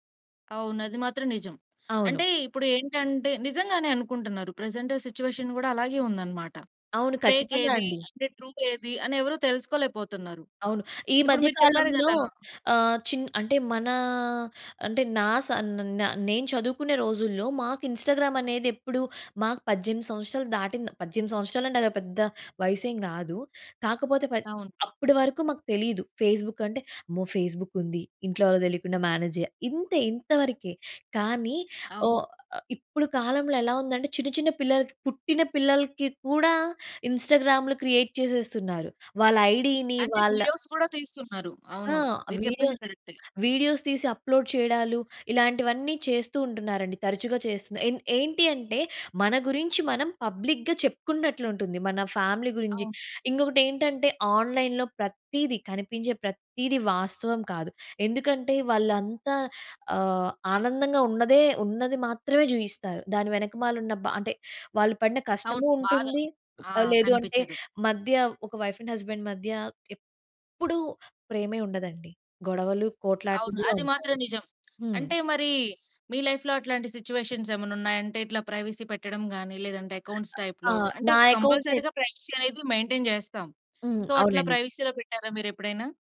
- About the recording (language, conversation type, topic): Telugu, podcast, నిజంగా కలుసుకున్న తర్వాత ఆన్‌లైన్ బంధాలు ఎలా మారతాయి?
- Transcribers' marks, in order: in English: "ప్రెజెంట్ సిట్యుయేషన్"; in English: "ఫేక్"; in English: "ట్రూ"; in English: "ఇన్‌స్టాగ్రామ్"; in English: "ఫేస్‌బుక్"; in English: "ఫేస్‌బుక్"; in English: "మేనేజ్"; in English: "ఇన్‌స్టాగ్రామ్‌లు క్రియేట్"; in English: "ఐడీని"; in English: "వీడియోస్"; other background noise; in English: "వీడియోస్, వీడియోస్"; in English: "అప్లోడ్"; in English: "పబ్లిక్‌గా"; in English: "ఫ్యామిలీ"; in English: "ఆన్‌లైన్‌లో"; in English: "వైఫ్ అండ్ హస్బాండ్"; stressed: "ఎప్పుడు"; in English: "లైఫ్‌లో"; in English: "సిట్యుయేషన్స్"; in English: "ప్రైవసీ"; in English: "అకౌంట్స్ టైప్‌లో"; in English: "కంపల్సరీ‌గా ప్రైవసీ"; in English: "మెయింటైన్"; in English: "సో"; in English: "ప్రైవసీ‌లో"